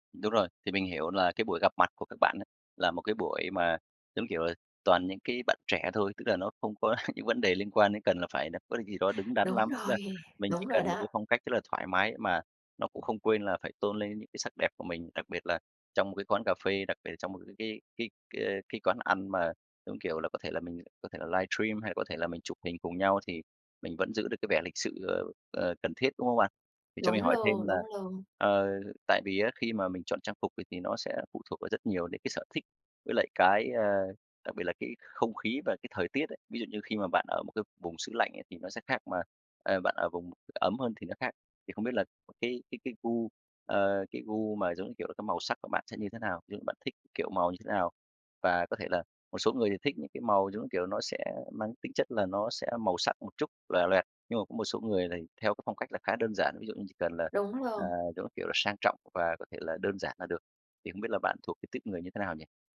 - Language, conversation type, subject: Vietnamese, advice, Bạn có thể giúp mình chọn trang phục phù hợp cho sự kiện sắp tới được không?
- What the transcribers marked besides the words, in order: laughing while speaking: "có"; other background noise; tapping